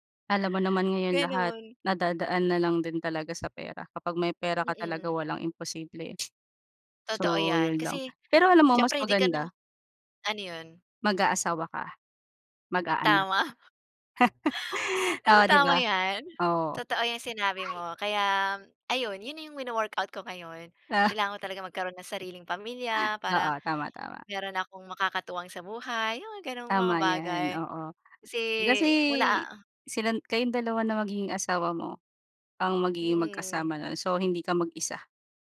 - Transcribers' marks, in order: other background noise; chuckle; background speech; "Kaya" said as "kayam"
- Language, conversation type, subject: Filipino, unstructured, Ano ang pinakakinatatakutan mong mangyari sa kinabukasan mo?